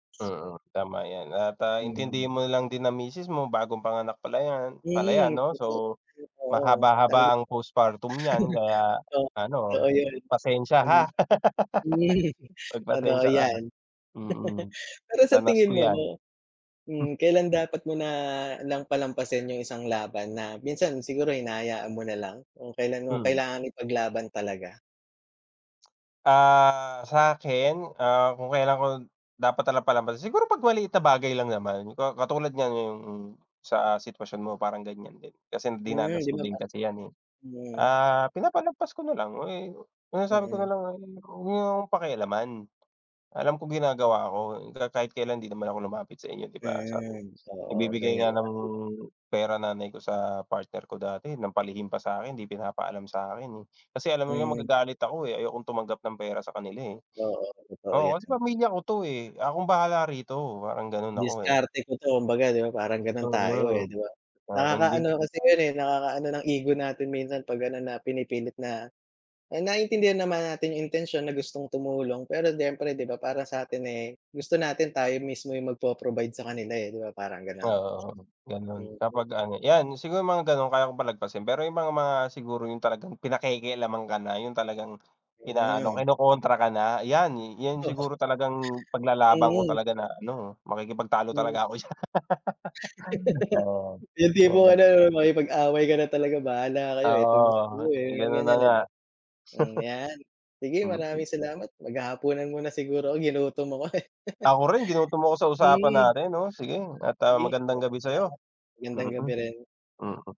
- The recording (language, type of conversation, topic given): Filipino, unstructured, Ano ang mga bagay na handa mong ipaglaban?
- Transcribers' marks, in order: chuckle; other background noise; chuckle; laugh; laugh; laughing while speaking: "Yung tipong ano 'no, makikipag-away"; laughing while speaking: "diyan"; laugh; chuckle; laugh